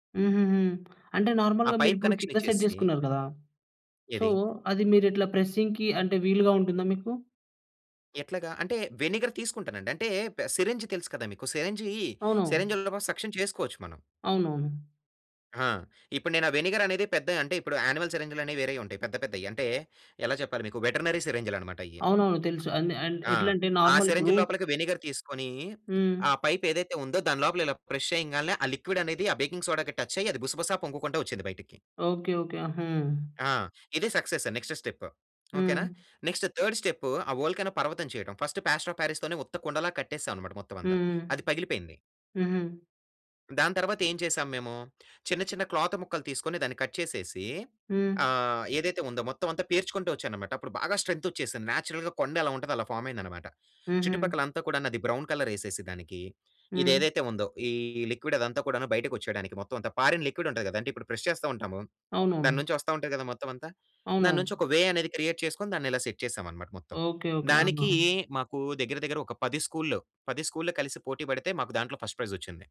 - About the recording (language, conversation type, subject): Telugu, podcast, మీకు అత్యంత నచ్చిన ప్రాజెక్ట్ గురించి వివరించగలరా?
- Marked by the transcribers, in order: in English: "నార్మల్‌గా"; in English: "పైప్ కనెక్షన్"; in English: "సెట్"; in English: "సో"; in English: "ప్రెస్సింగ్‌కి"; in English: "సక్షన్"; tapping; in English: "పైప్"; in English: "ప్రెస్"; in English: "లిక్విడ్"; in English: "బేకింగ్ సోడా‌కి టచ్"; in English: "సక్సెస్ నెక్స్ట్ స్టెప్"; in English: "నెక్స్ట్ థర్డ్ స్టెప్"; in English: "వోల్కనో"; in English: "ఫస్ట్ ప్లాస్టర్ ఆఫ్ పారిస్‌తోనే"; in English: "క్లాత్"; in English: "కట్"; in English: "స్ట్రెంత్"; in English: "నేచురల్‌గా"; in English: "ఫార్మ్"; in English: "బ్రౌన్ కలర్"; in English: "లిక్విడ్"; in English: "ఫారిన్ లిక్విడ్"; in English: "ప్రెస్"; in English: "వే"; in English: "క్రియేట్"; in English: "సెట్"; in English: "ఫస్ట్ ప్రైజ్"